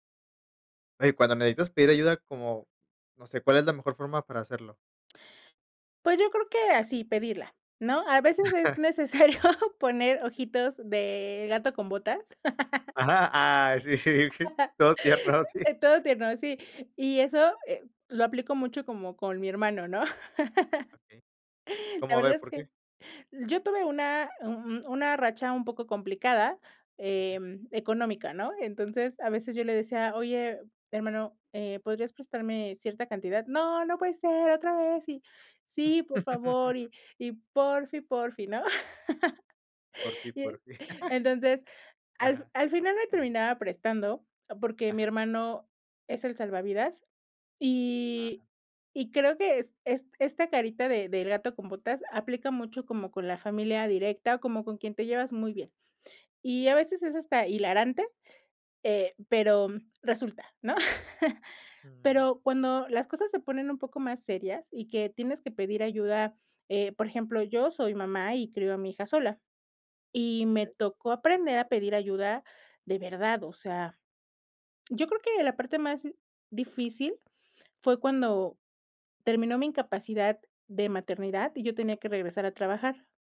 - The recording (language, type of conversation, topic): Spanish, podcast, ¿Cuál es la mejor forma de pedir ayuda?
- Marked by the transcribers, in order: chuckle; laughing while speaking: "necesario"; laugh; laughing while speaking: "todo tierno, sí"; laugh; chuckle; laugh; laugh; chuckle